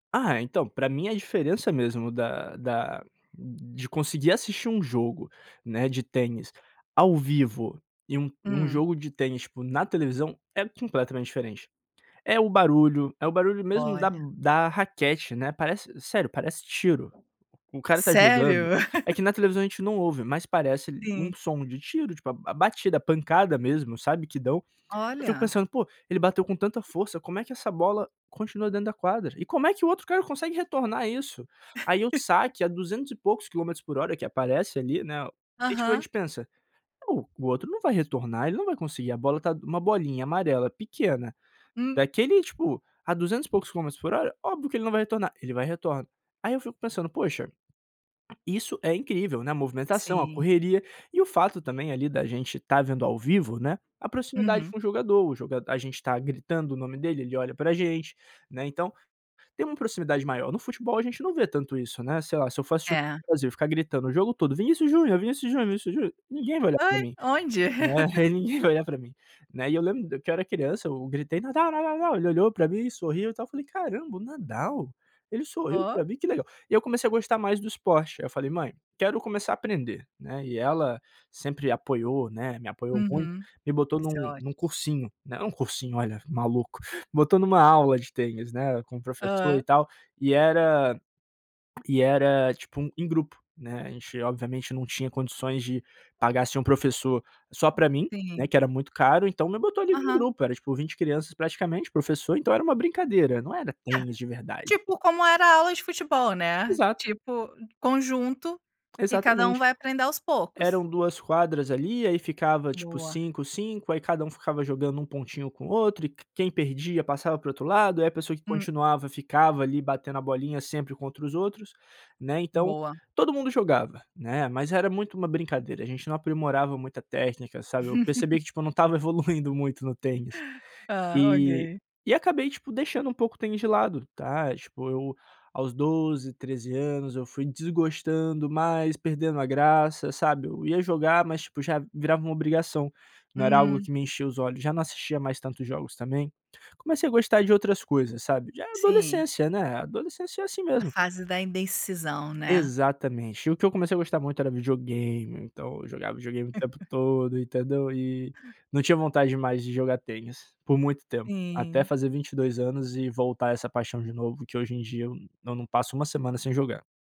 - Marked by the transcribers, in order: laugh; "poxa" said as "pô"; chuckle; chuckle; chuckle; chuckle
- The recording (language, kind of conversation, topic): Portuguese, podcast, Que hobby da infância você mantém até hoje?